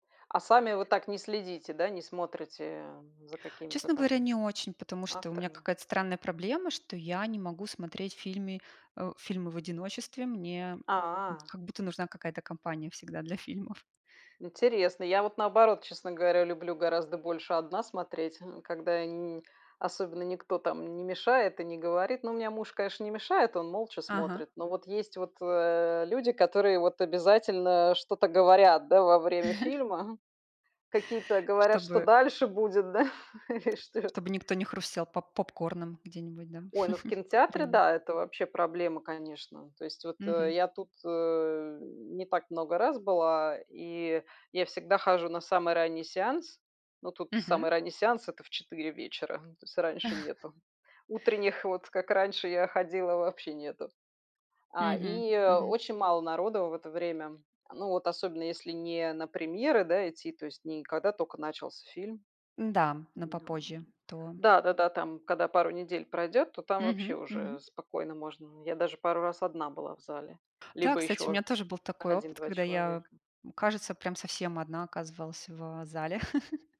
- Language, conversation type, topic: Russian, unstructured, Какое значение для тебя имеют фильмы в повседневной жизни?
- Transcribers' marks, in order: "фильмы" said as "фильми"; chuckle; tapping; laughing while speaking: "да, и что"; chuckle; other background noise; chuckle; background speech; chuckle